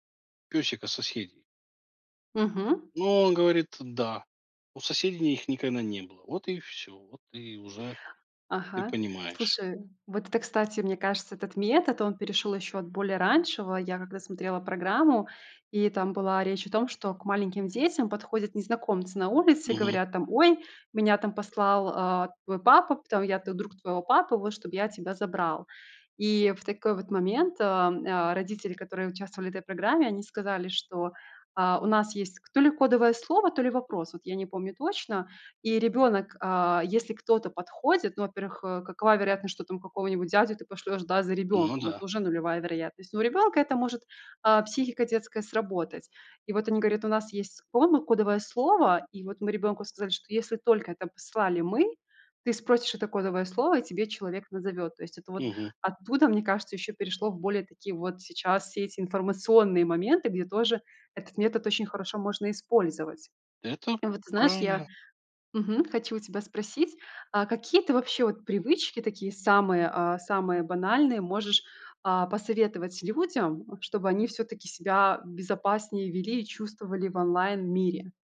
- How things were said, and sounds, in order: none
- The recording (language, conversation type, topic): Russian, podcast, Какие привычки помогают повысить безопасность в интернете?